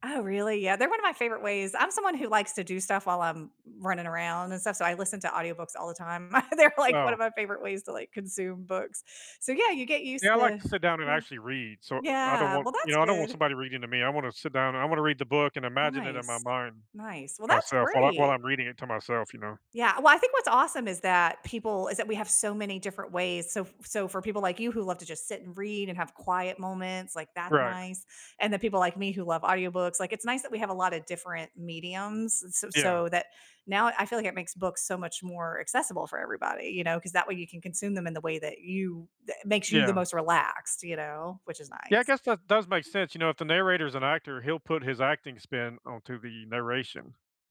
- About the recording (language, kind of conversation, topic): English, unstructured, What recent news story worried you?
- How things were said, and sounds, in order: laughing while speaking: "They're like"; other background noise